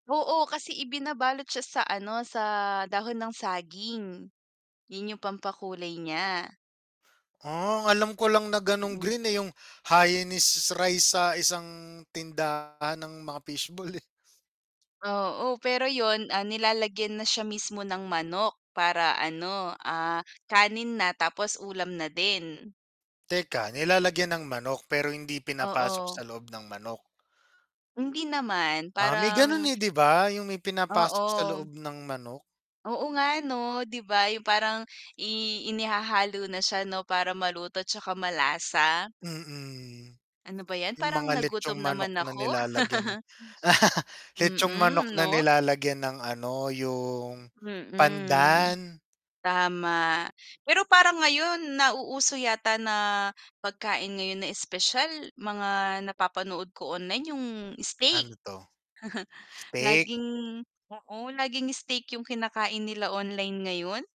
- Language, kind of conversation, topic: Filipino, unstructured, Paano mo ipinagdiriwang ang mga espesyal na okasyon sa pamamagitan ng pagkain?
- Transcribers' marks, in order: static; distorted speech; "Hainanese" said as "haineses"; other background noise; laugh; chuckle; chuckle